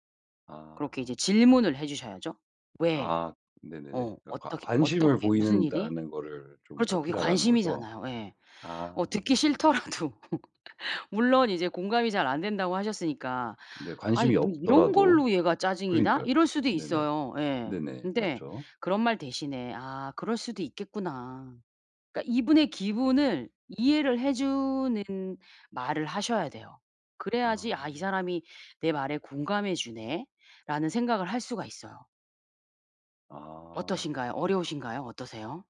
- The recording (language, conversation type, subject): Korean, advice, 상대방의 말을 더 공감하며 잘 경청하려면 어떻게 해야 하나요?
- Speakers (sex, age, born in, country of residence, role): female, 45-49, South Korea, United States, advisor; male, 35-39, United States, United States, user
- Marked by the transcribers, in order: laughing while speaking: "싫더라도"; laugh